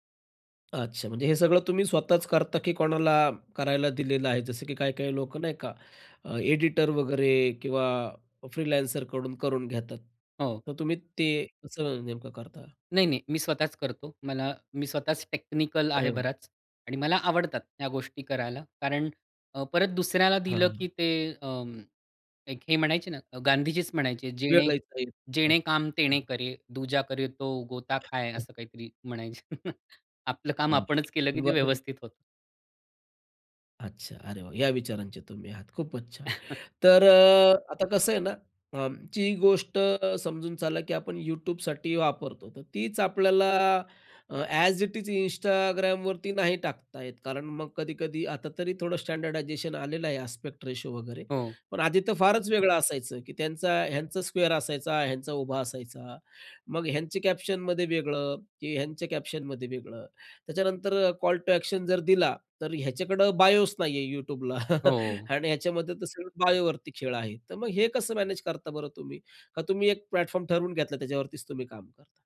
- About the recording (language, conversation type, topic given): Marathi, podcast, तू सोशल मीडियावर तुझं काम कसं सादर करतोस?
- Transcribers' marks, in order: tapping; other background noise; in English: "एडिटर"; in English: "फ्रीलान्सर"; unintelligible speech; in Hindi: "जेणे जेणे काम तेणे करे, दुजा करे तो गोता खाए"; chuckle; laughing while speaking: "म्हणायचे"; chuckle; chuckle; in English: "ॲज इट इज"; in English: "स्टँडर्डायझेशन"; in English: "आस्पेक्ट"; in English: "स्क्वेअर"; in English: "कॅप्शनमध्ये"; in English: "कॅप्शनमध्ये"; in English: "कॉल टू ॲक्शन"; in English: "बायोच"; chuckle; in English: "बायोवरती"; in English: "प्लॅटफॉर्म"